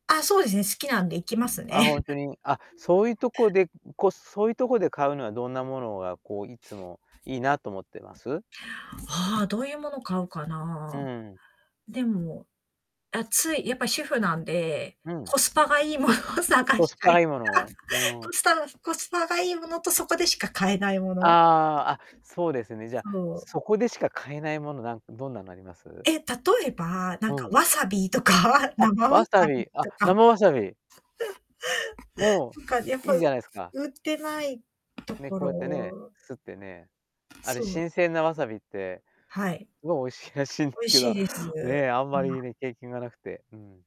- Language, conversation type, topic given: Japanese, podcast, 普段、直売所や農産物直売市を利用していますか？
- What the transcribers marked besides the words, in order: distorted speech; static; other background noise; laughing while speaking: "コスパがいいものを探したい"; laughing while speaking: "なんかわさびとか、生わさびとか"; laugh; laughing while speaking: "すごい美味しいらしいんですけど"